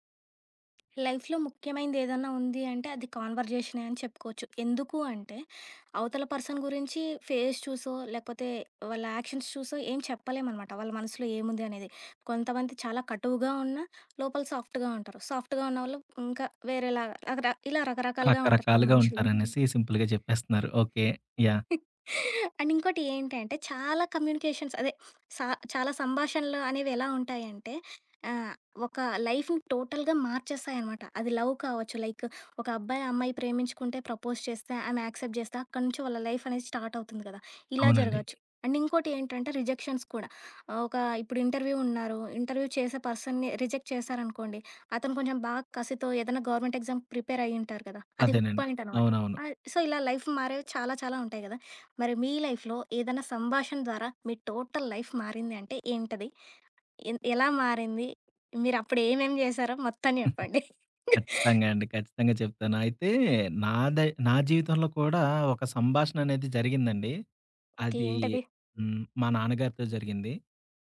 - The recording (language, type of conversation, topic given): Telugu, podcast, ఏ సంభాషణ ఒకరోజు నీ జీవిత దిశను మార్చిందని నీకు గుర్తుందా?
- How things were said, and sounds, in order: tapping; in English: "లైఫ్‌లో"; other background noise; in English: "పర్సన్"; in English: "ఫేస్"; in English: "యాక్షన్స్"; in English: "సాఫ్ట్‌గా"; in English: "సాఫ్ట్‌గా"; in English: "సింపుల్‌గా"; chuckle; in English: "అండ్"; in English: "కమ్యూనికేషన్స్"; sniff; in English: "లైఫ్‌ని టోటల్‌గా"; in English: "లవ్"; in English: "లైక్"; in English: "ప్రపోజ్"; in English: "యాక్సెప్ట్"; in English: "లైఫ్"; in English: "స్టార్ట్"; in English: "అండ్"; in English: "రిజెక్షన్స్"; in English: "ఇంటర్వ్యూ"; in English: "ఇంటర్వ్యూ"; in English: "పర్సన్‌ని రిజెక్ట్"; in English: "గవర్నమెంట్ ఎగ్జామ్ ప్రిపేర్"; in English: "హుక్ పాయింట్"; in English: "సో"; in English: "లైఫ్"; in English: "లైఫ్‌లో"; in English: "టోటల్ లైఫ్"; chuckle; laugh